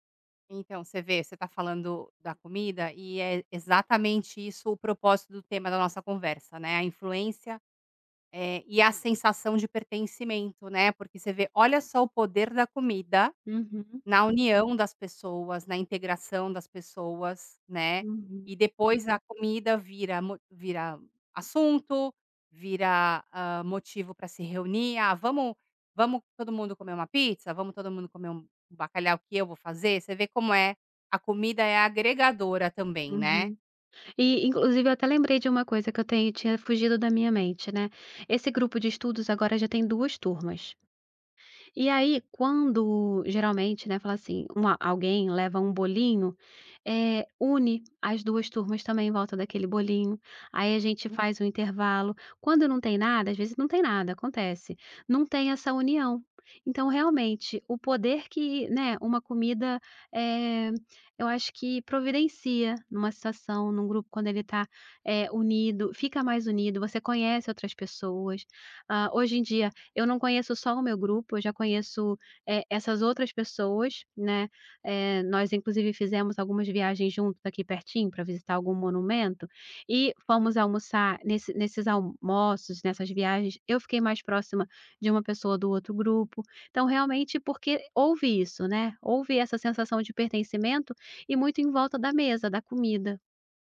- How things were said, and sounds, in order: other background noise; tapping
- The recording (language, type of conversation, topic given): Portuguese, podcast, Como a comida influencia a sensação de pertencimento?